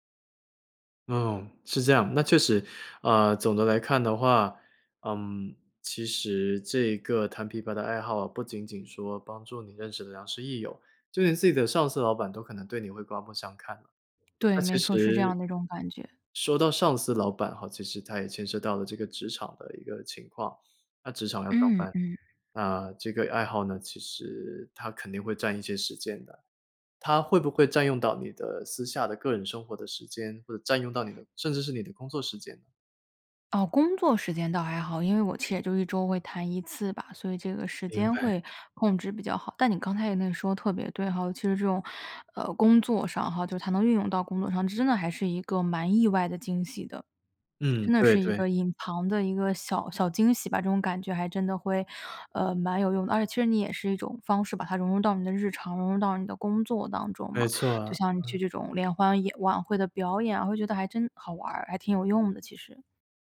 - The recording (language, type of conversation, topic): Chinese, podcast, 你平常有哪些能让你开心的小爱好？
- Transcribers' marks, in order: none